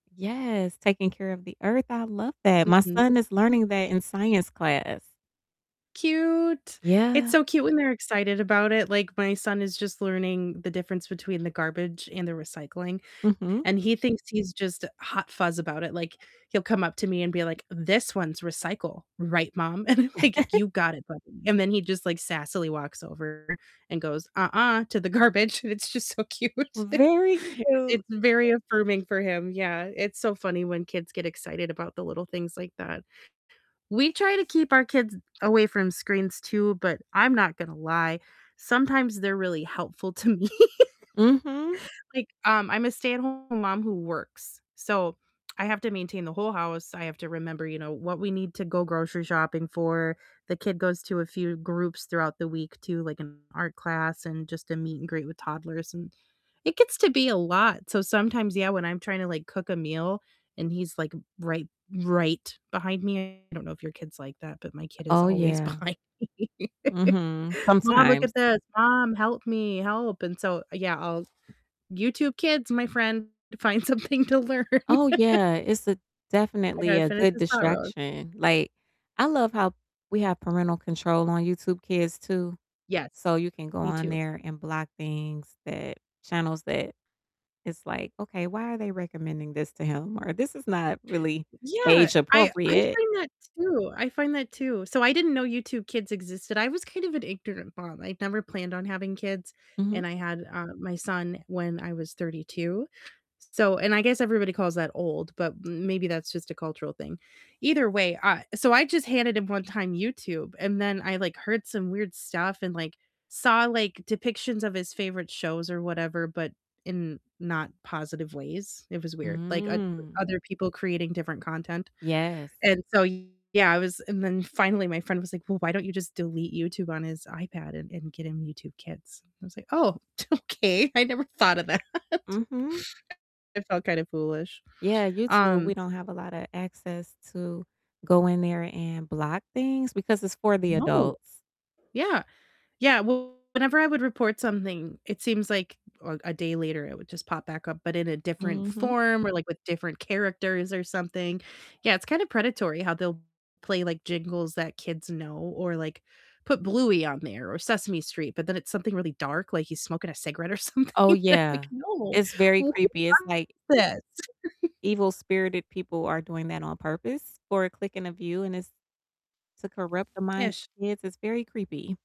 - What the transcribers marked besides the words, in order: distorted speech; laugh; laughing while speaking: "And I'm like"; laughing while speaking: "garbage, and it's just so cute"; laugh; other background noise; laughing while speaking: "me"; laughing while speaking: "behind me"; laugh; laughing while speaking: "something to learn"; laugh; tapping; drawn out: "Mm"; scoff; laughing while speaking: "okay. I never thought of that"; laughing while speaking: "something, and I'm like"; laugh; static
- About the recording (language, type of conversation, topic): English, unstructured, What traditions bring your family the most joy?
- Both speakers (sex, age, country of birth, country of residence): female, 35-39, United States, United States; female, 45-49, United States, United States